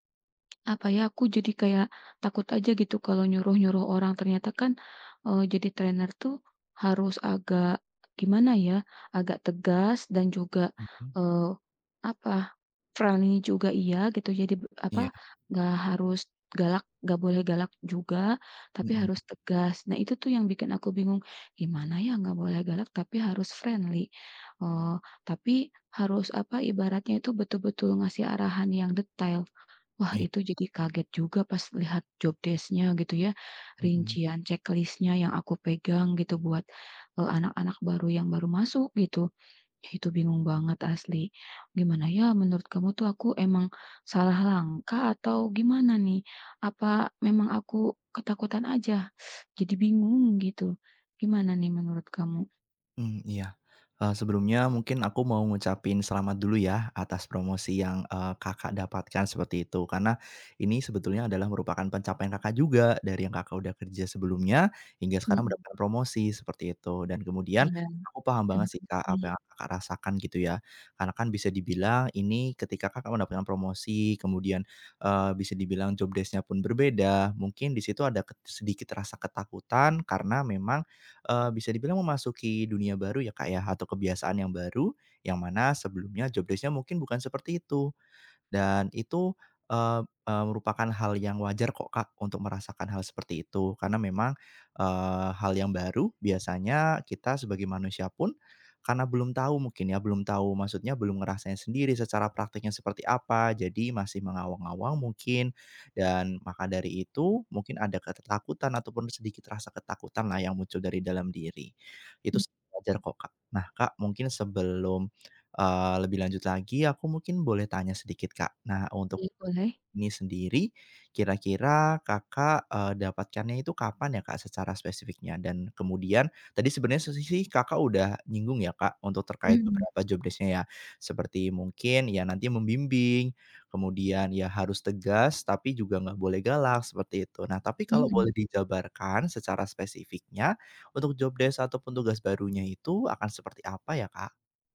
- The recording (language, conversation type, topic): Indonesian, advice, Mengapa saya masih merasa tidak percaya diri meski baru saja mendapat promosi?
- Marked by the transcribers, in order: tapping; in English: "trainer"; other background noise; in English: "friendly"; in English: "friendly"; teeth sucking; "ketakutan" said as "ketetakutan"; "solusi" said as "sosusih"